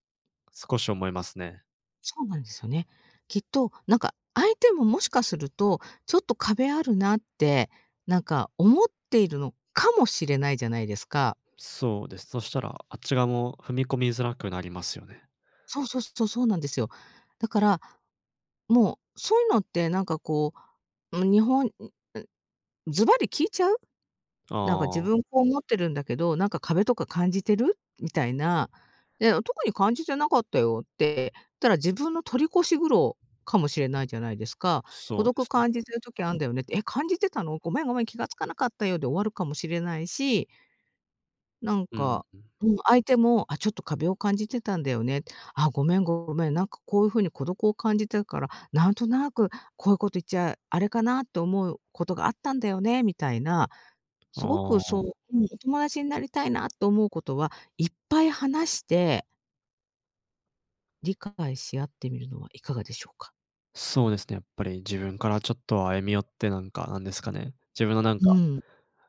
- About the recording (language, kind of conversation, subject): Japanese, advice, 周囲に理解されず孤独を感じることについて、どのように向き合えばよいですか？
- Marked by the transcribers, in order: stressed: "かも"